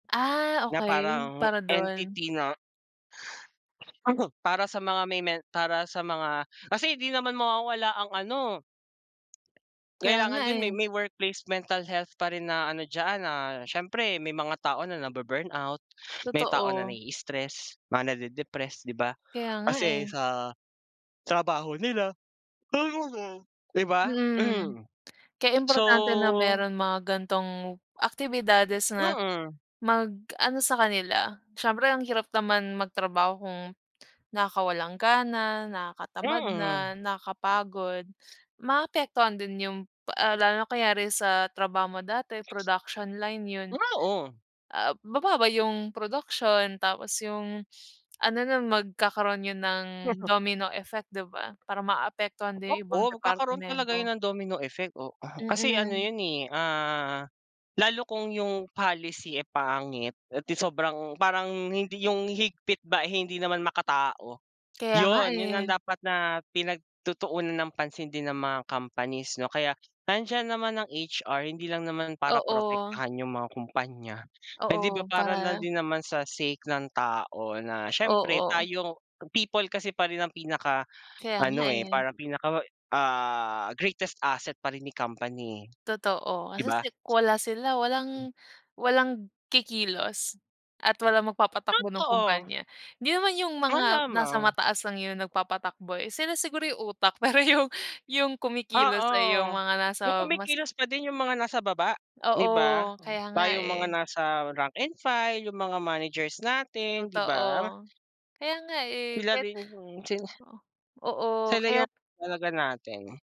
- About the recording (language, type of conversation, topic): Filipino, unstructured, Ano ang masasabi mo tungkol sa mga patakaran sa trabaho na nakakasama sa kalusugan ng isip ng mga empleyado?
- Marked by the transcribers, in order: other background noise; other noise; unintelligible speech; throat clearing; in English: "production line"; in English: "domino effect"; laugh; in English: "domino effect"; in English: "greatest asset"